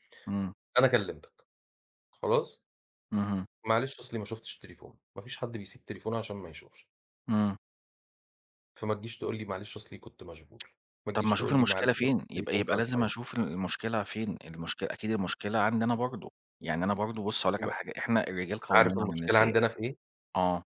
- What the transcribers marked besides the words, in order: tapping; in English: "silent"
- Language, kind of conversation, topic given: Arabic, unstructured, إزاي اتغيرت أفكارك عن الحب مع الوقت؟